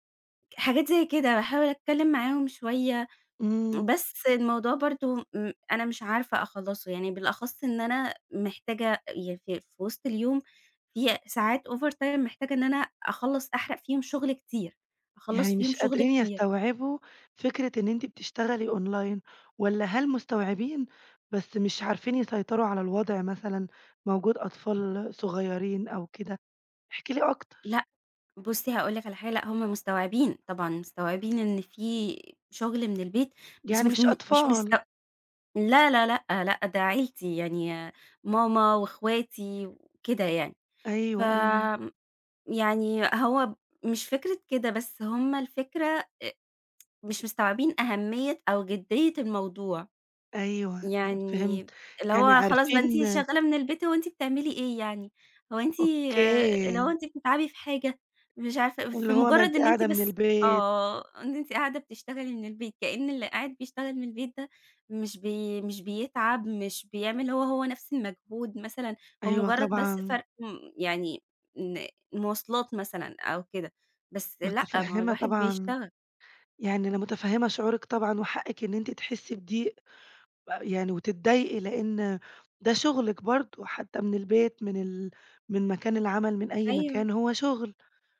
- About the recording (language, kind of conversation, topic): Arabic, advice, إزاي المقاطعات الكتير في الشغل بتأثر على تركيزي وبتضيع وقتي؟
- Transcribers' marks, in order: unintelligible speech; in English: "over time"; in English: "أونلاين"; tapping